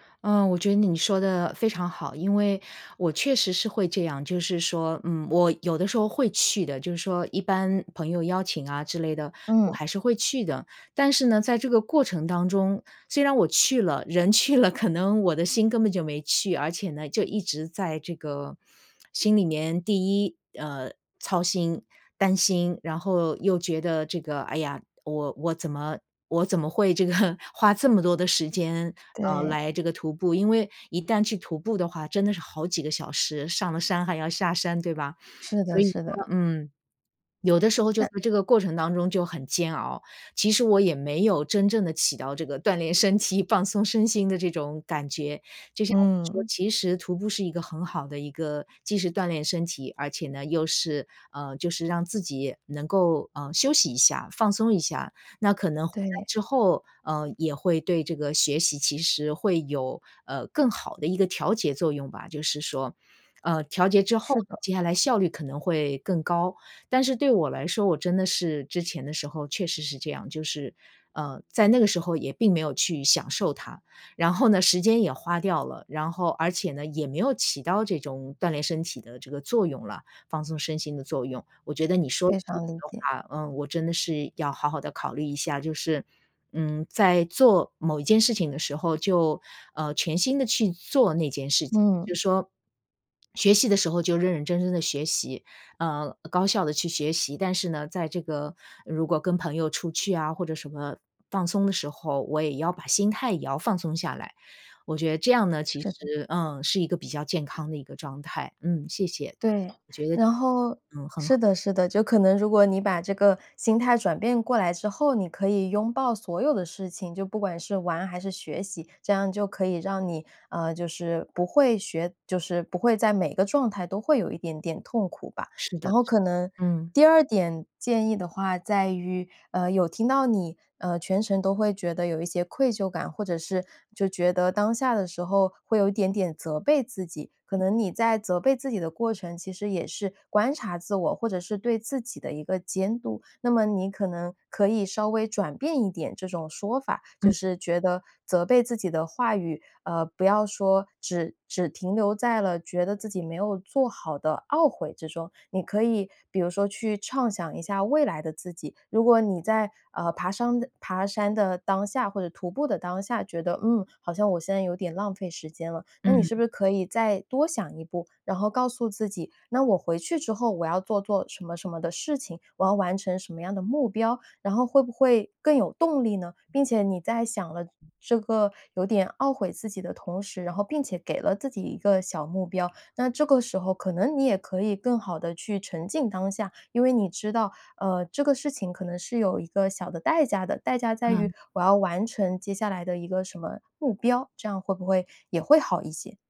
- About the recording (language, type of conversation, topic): Chinese, advice, 如何在保持自律的同时平衡努力与休息，而不对自己过于苛刻？
- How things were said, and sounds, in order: laughing while speaking: "人去了，可能"; laughing while speaking: "这个"; laughing while speaking: "锻炼身体、放松身心的这种感觉"; other background noise